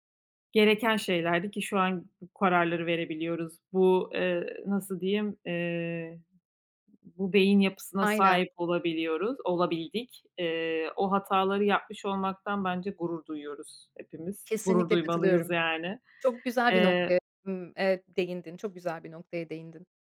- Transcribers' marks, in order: other background noise
- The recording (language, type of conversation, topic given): Turkish, unstructured, Aşkta ikinci bir şans vermek doğru mu?
- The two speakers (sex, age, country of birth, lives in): female, 40-44, Turkey, Hungary; female, 40-44, Turkey, Malta